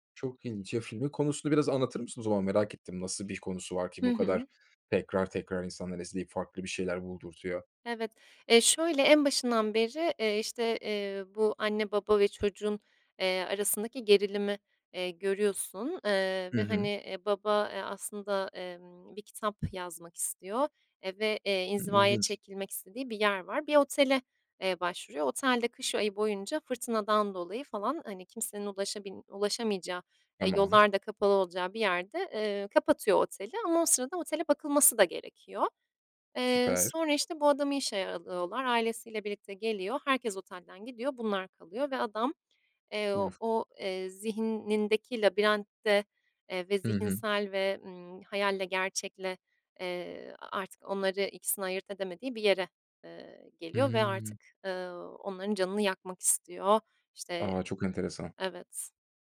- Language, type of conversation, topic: Turkish, podcast, Son izlediğin film seni nereye götürdü?
- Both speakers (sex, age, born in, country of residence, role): female, 25-29, Turkey, Italy, guest; male, 25-29, Turkey, Germany, host
- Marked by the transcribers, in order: other background noise; unintelligible speech; tapping